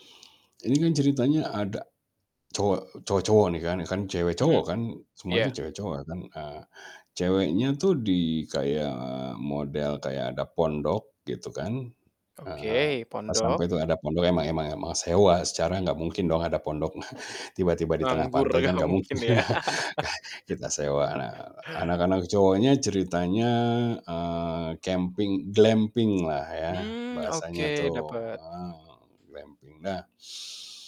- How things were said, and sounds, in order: tapping; chuckle; laughing while speaking: "nggak mungkin ya"; laugh; chuckle
- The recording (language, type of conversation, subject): Indonesian, podcast, Apa arti kebahagiaan sederhana bagimu?